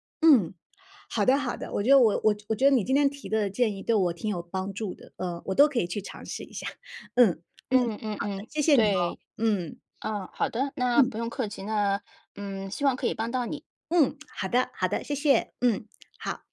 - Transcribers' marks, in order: chuckle
- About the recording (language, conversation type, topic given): Chinese, advice, 我总是拖延重要任务、迟迟无法开始深度工作，该怎么办？